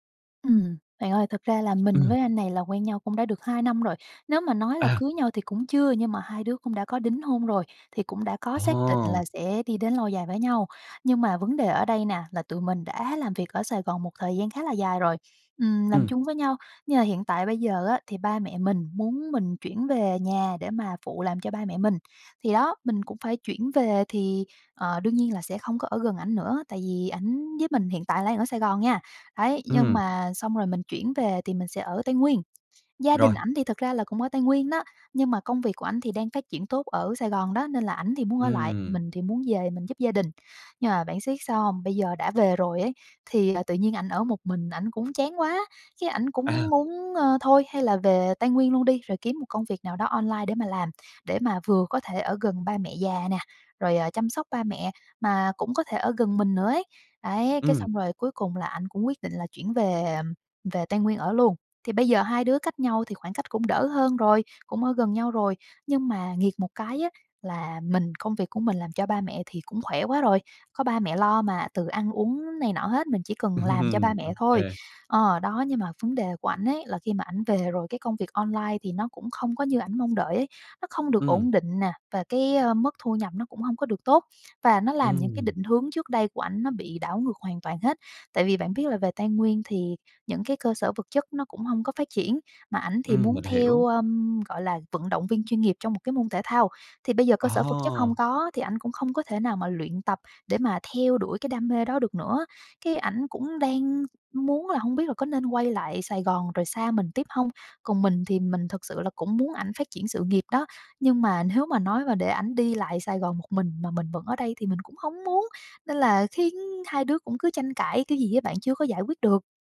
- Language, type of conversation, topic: Vietnamese, advice, Bạn và bạn đời nên thảo luận và ra quyết định thế nào về việc chuyển đi hay quay lại để tránh tranh cãi?
- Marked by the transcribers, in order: tapping; laugh; laughing while speaking: "nếu"